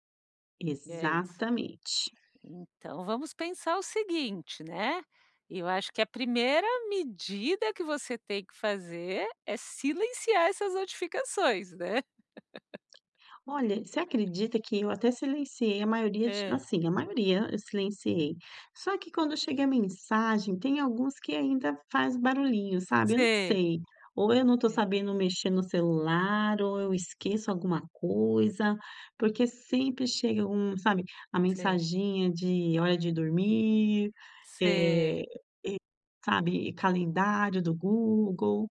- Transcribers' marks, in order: laugh; tapping; other background noise
- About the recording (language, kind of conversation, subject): Portuguese, advice, Como posso reduzir as notificações e interrupções antes de dormir para descansar melhor?